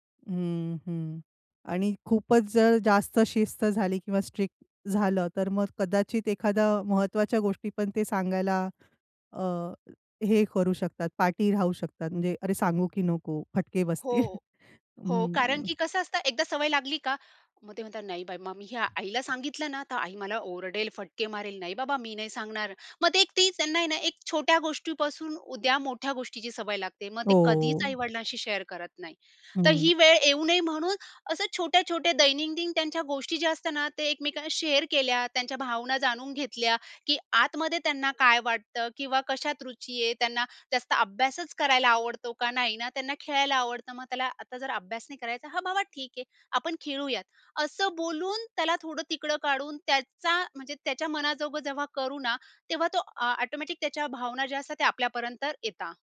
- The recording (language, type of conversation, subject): Marathi, podcast, मुलांशी दररोज प्रभावी संवाद कसा साधता?
- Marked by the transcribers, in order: in English: "स्ट्रिक्ट"; chuckle; tapping